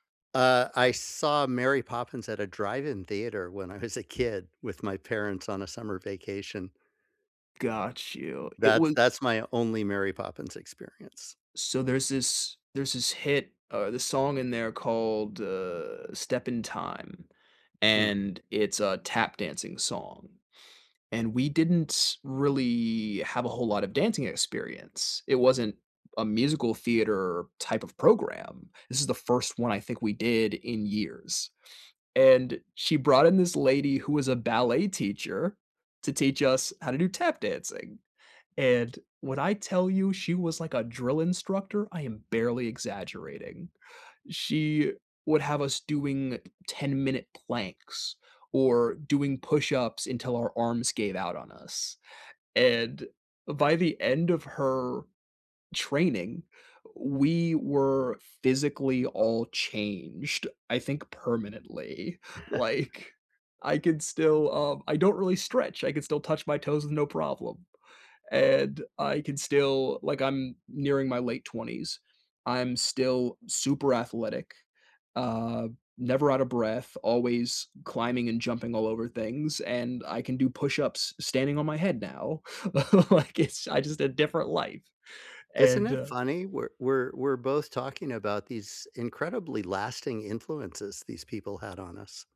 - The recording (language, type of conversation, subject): English, unstructured, Who is a teacher or mentor who has made a big impact on you?
- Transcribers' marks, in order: laughing while speaking: "when I"; chuckle; chuckle; laughing while speaking: "like, it's"